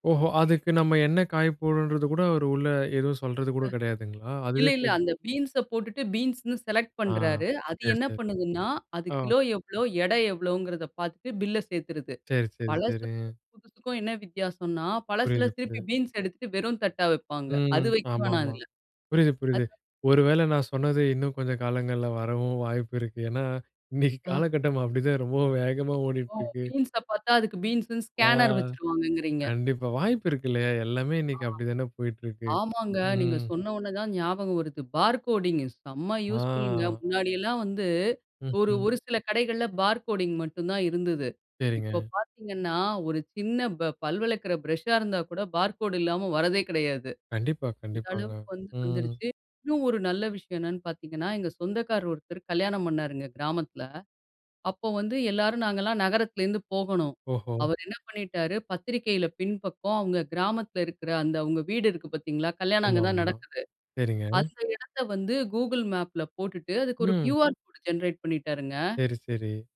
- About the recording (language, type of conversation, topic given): Tamil, podcast, ஸ்மார்ட் சாதனங்கள் நமக்கு என்ன நன்மைகளை தரும்?
- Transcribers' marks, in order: other background noise; drawn out: "சரிங்க"; tapping; in English: "ஸ்கேனர்"; other noise; in English: "பார் கோடிங்கு"; in English: "யூஸ்ஃபுல்ங்க"; in English: "பார் கோடிங்"; in English: "பார் கோடு"; horn; in English: "கியூஆர் கோட் ஜெனரேட்"